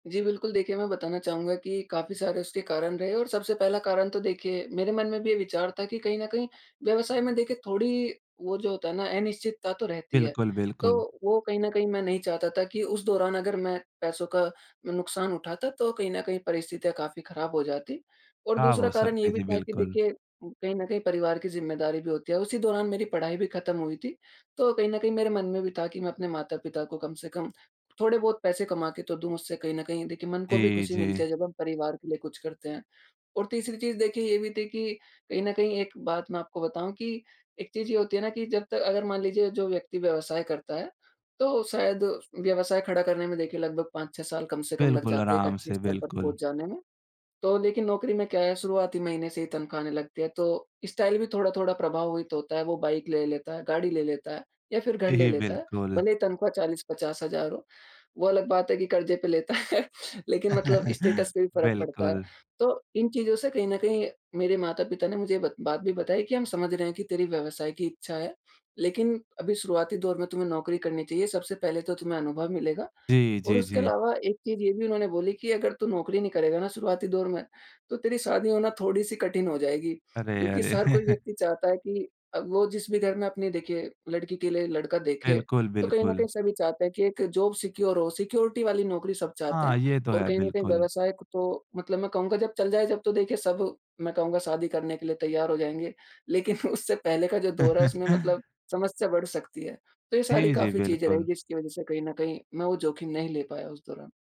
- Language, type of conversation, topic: Hindi, podcast, कभी किसी बड़े जोखिम न लेने का पछतावा हुआ है? वह अनुभव कैसा था?
- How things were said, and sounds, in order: in English: "स्टाइल"; tapping; laughing while speaking: "लेता है"; in English: "स्टेटस"; chuckle; chuckle; in English: "जॉब सिक्योर"; in English: "सिक्योरिटी"; laughing while speaking: "उससे पहले"; chuckle